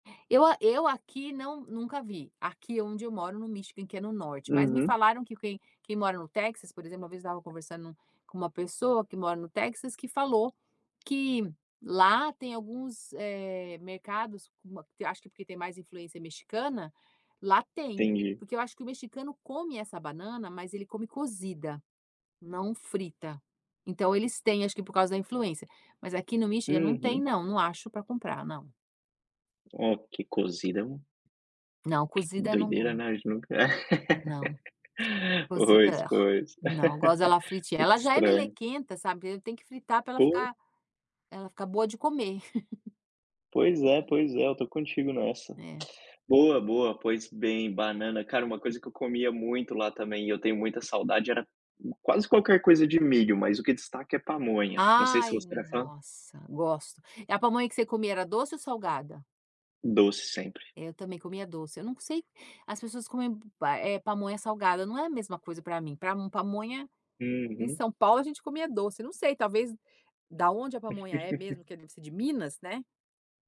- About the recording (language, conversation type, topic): Portuguese, unstructured, Qual é a comida típica da sua cultura de que você mais gosta?
- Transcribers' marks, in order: tongue click; other noise; laugh; giggle; giggle